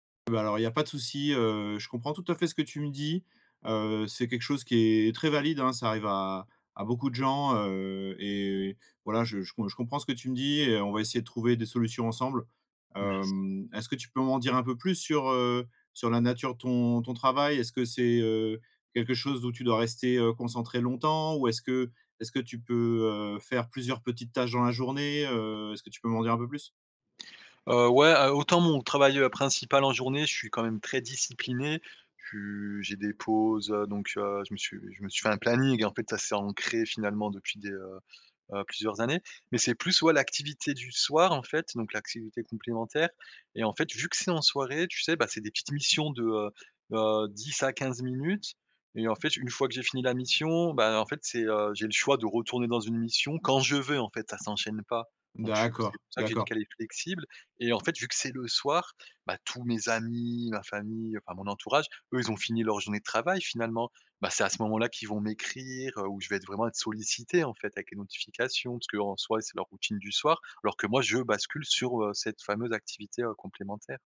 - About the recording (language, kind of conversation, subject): French, advice, Comment puis-je réduire les notifications et les distractions numériques pour rester concentré ?
- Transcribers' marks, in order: stressed: "longtemps"; stressed: "amis"; stressed: "je"